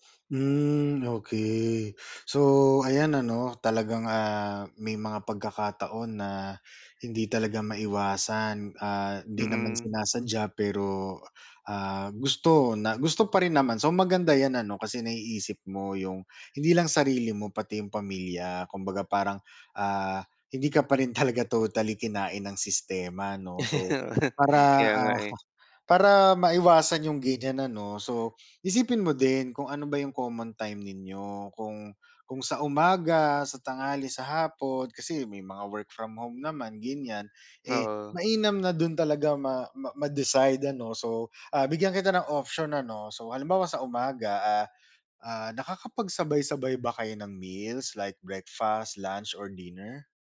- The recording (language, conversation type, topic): Filipino, advice, Paano ako makakapagpahinga para mabawasan ang pagod sa isip?
- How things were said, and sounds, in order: laughing while speaking: "talaga"; chuckle